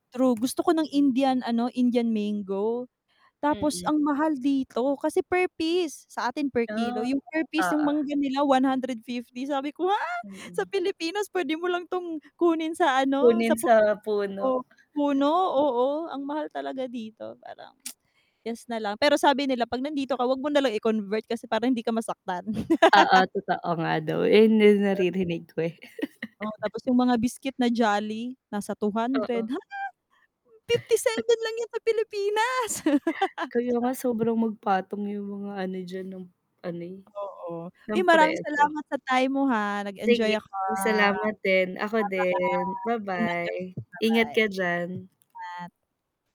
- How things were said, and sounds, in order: distorted speech; chuckle; tsk; laugh; tapping; unintelligible speech; chuckle; surprised: "Ha?"; laugh; drawn out: "ako"; unintelligible speech; "Ingat" said as "ngat"
- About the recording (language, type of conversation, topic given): Filipino, unstructured, Ano-ano ang mga simpleng bagay na nagpapasaya sa iyo sa relasyon?
- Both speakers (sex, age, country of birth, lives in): female, 25-29, Philippines, Philippines; female, 30-34, Philippines, United States